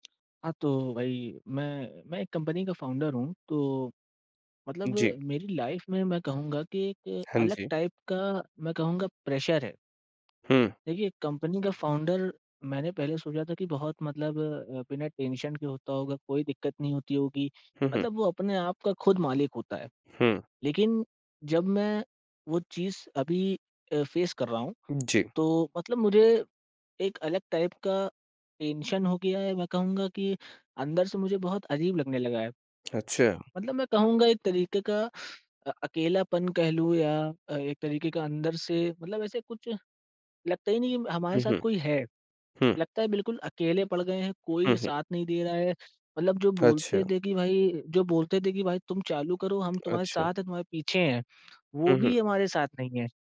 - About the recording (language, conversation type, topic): Hindi, advice, फाउंडर के रूप में आपको अकेलापन और जिम्मेदारी का बोझ कब और किस वजह से महसूस होने लगा?
- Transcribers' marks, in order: tapping; in English: "फ़ाउंडर"; in English: "लाइफ़"; in English: "टाइप"; in English: "प्रेशर"; in English: "फ़ाउंडर"; in English: "टेंशन"; in English: "फ़ेस"; in English: "टाइप"; in English: "टेंशन"